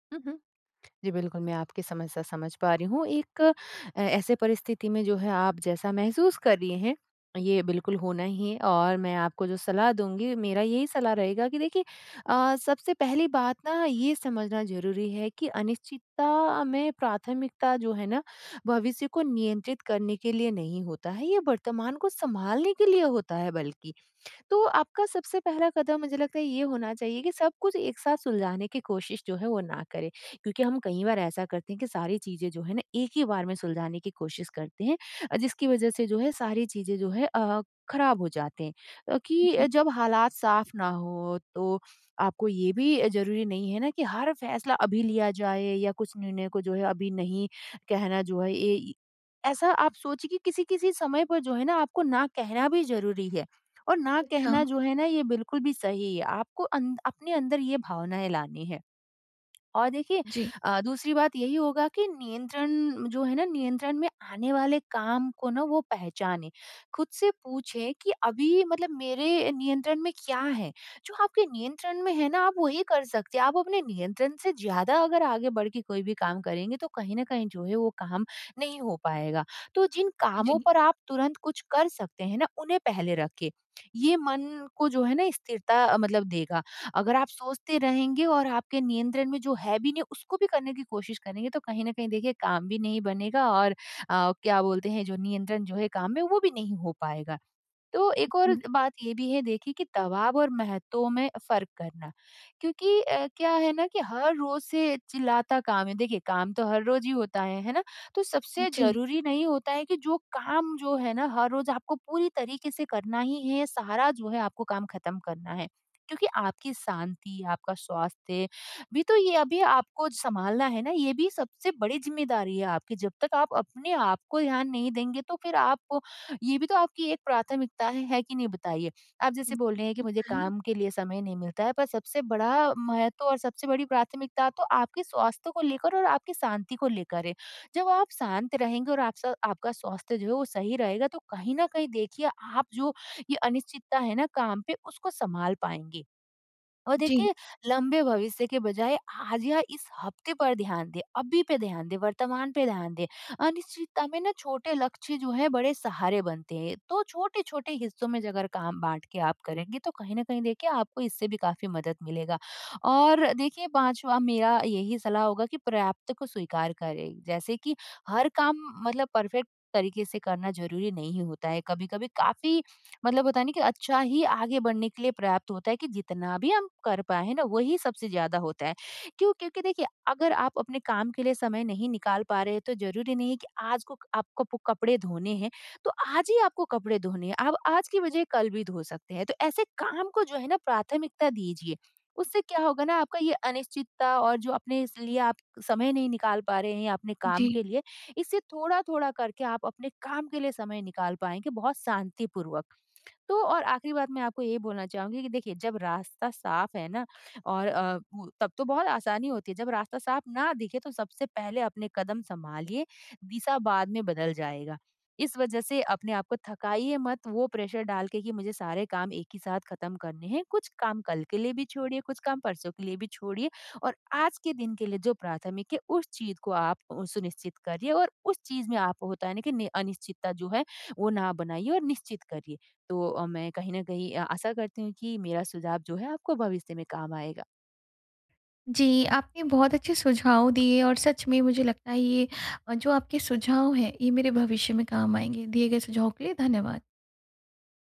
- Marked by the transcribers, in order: lip smack; "अगर" said as "जगर"; in English: "परफ़ेक्ट"; tongue click; in English: "प्रेशर"
- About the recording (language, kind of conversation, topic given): Hindi, advice, अनिश्चितता में प्राथमिकता तय करना